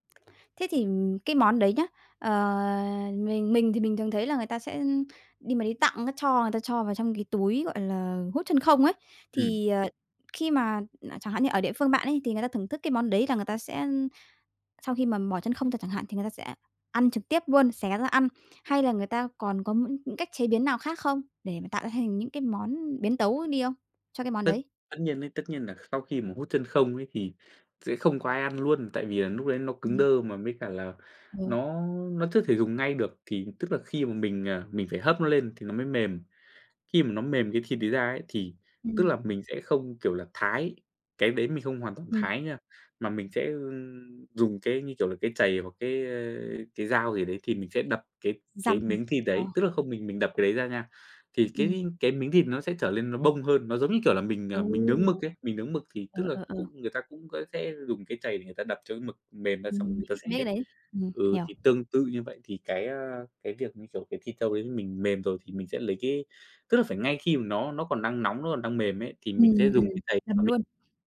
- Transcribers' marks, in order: other background noise; tapping; unintelligible speech
- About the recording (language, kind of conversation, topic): Vietnamese, podcast, Món ăn nhà ai gợi nhớ quê hương nhất đối với bạn?